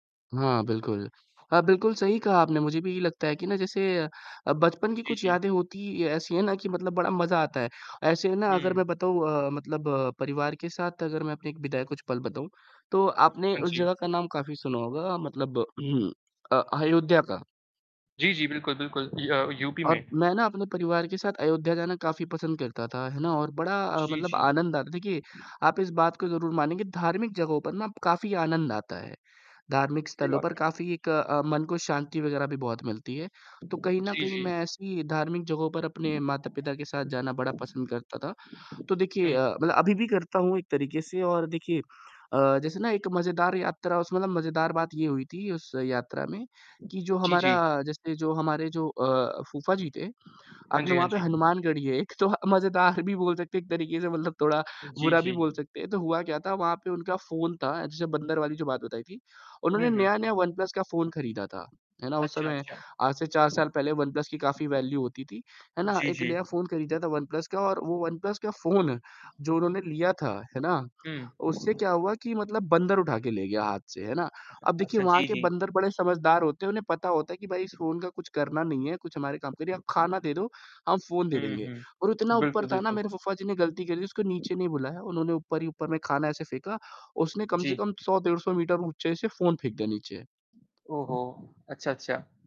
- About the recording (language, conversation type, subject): Hindi, unstructured, आपके परिवार की सबसे मज़ेदार याद कौन सी है?
- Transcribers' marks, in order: static; other background noise; throat clearing; distorted speech; laughing while speaking: "तो ह मज़ेदार भी बोल सकते हैं एक तरीके से मतलब थोड़ा"; in English: "वैल्यू"; laughing while speaking: "फ़ोन"; tapping